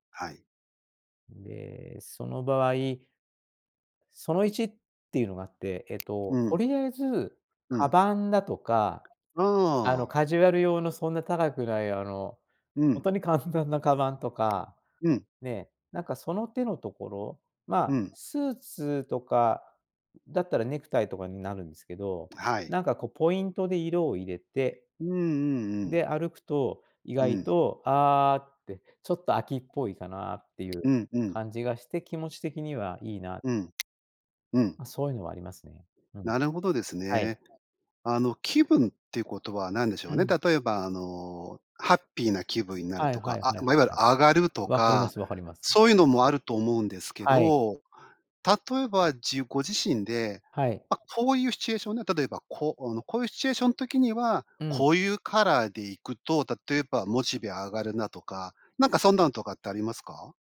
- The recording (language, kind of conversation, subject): Japanese, podcast, 服で気分を変えるコツってある？
- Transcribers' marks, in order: tapping